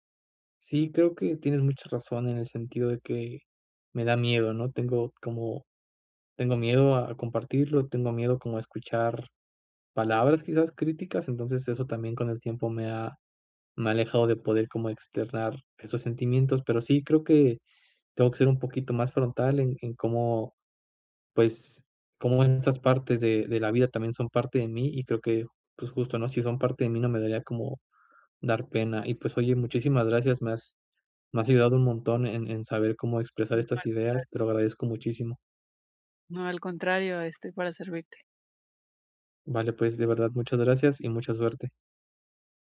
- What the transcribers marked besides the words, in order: unintelligible speech
- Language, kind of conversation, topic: Spanish, advice, ¿Por qué ocultas tus aficiones por miedo al juicio de los demás?